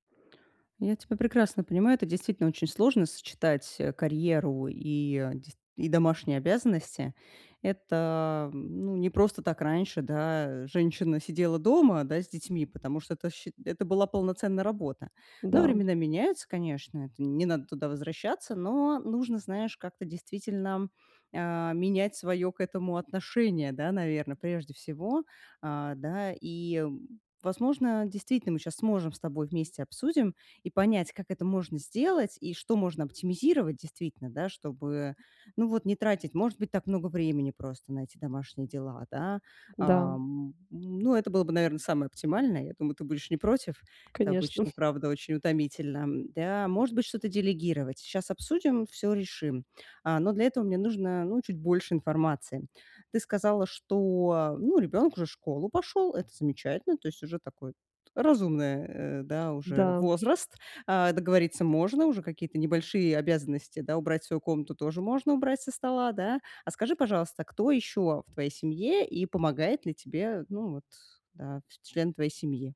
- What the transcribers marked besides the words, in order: tapping; chuckle; other background noise
- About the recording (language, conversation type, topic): Russian, advice, Как мне совмещать работу и семейные обязанности без стресса?